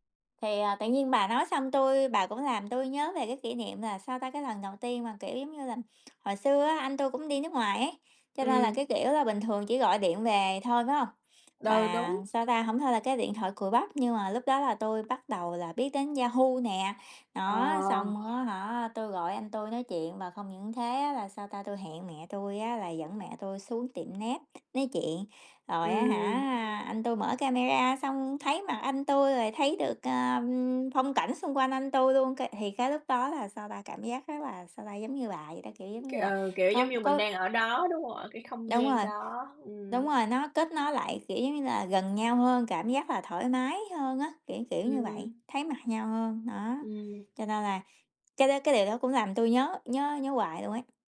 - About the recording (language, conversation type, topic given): Vietnamese, unstructured, Có công nghệ nào khiến bạn cảm thấy thật sự hạnh phúc không?
- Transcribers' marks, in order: other background noise